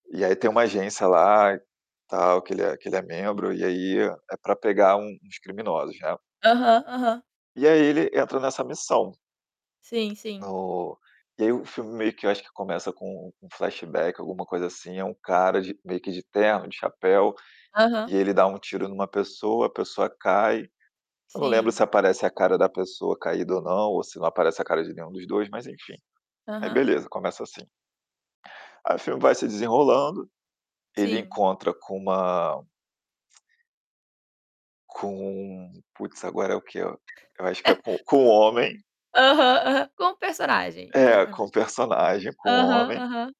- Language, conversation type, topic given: Portuguese, unstructured, O que é mais surpreendente: uma revelação num filme ou uma reviravolta num livro?
- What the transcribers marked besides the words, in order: tapping; static; in English: "flashback"; tongue click; chuckle; other background noise